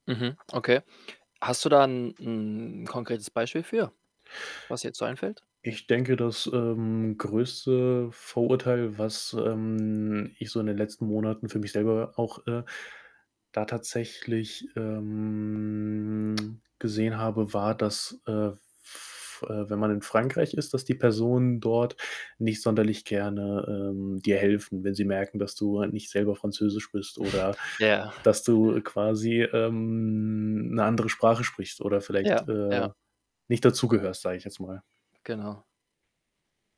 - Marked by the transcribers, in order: static; other background noise; drawn out: "ähm"; chuckle; drawn out: "ähm"; chuckle; tapping
- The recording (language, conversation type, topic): German, podcast, Was hilft dir dabei, Vorurteile gegenüber neuem Wissen abzubauen?
- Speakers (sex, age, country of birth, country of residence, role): male, 20-24, Germany, Germany, guest; male, 25-29, Germany, Spain, host